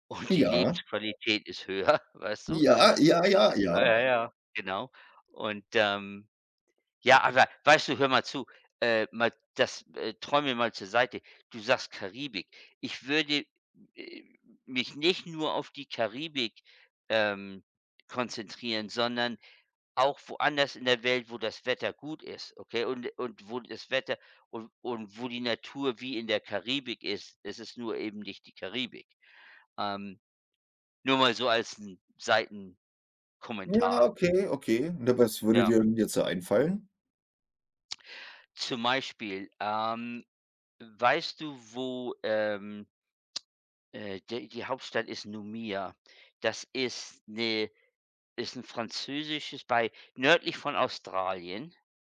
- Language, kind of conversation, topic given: German, unstructured, Was motiviert dich, deine Träume zu verfolgen?
- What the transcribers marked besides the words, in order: other background noise; laughing while speaking: "höher"; tapping